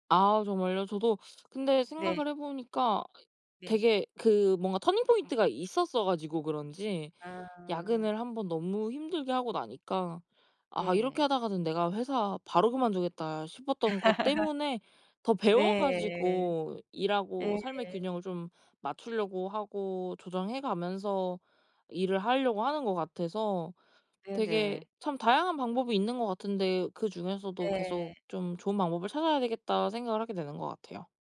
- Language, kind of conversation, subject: Korean, podcast, 일과 삶의 균형을 어떻게 유지하고 계신가요?
- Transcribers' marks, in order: in English: "터닝 포인트가"; laugh